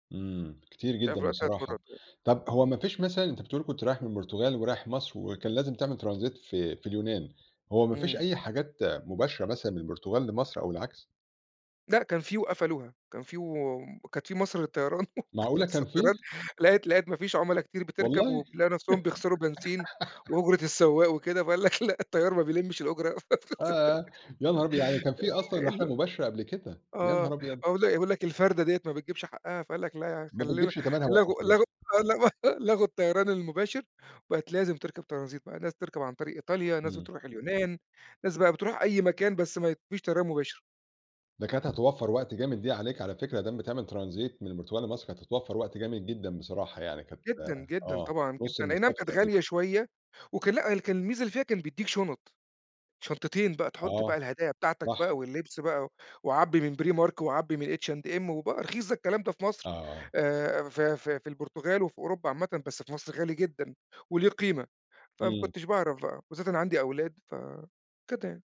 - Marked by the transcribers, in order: in English: "Transit"; laugh; laughing while speaking: "صد رد"; giggle; laughing while speaking: "فقال لك لأ"; giggle; laugh; in English: "Transit"; in English: "Transit"
- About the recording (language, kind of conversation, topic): Arabic, podcast, إيه اللي حصل لما الطيارة فاتتك، وخلّصت الموضوع إزاي؟